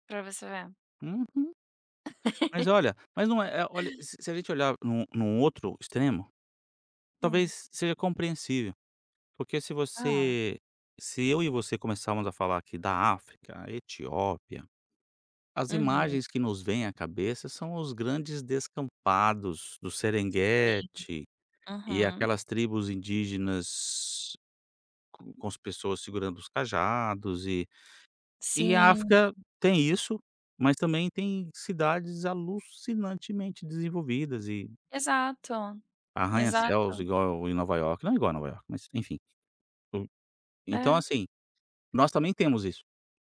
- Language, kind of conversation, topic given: Portuguese, podcast, Como você explica seu estilo para quem não conhece sua cultura?
- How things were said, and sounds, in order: laugh; unintelligible speech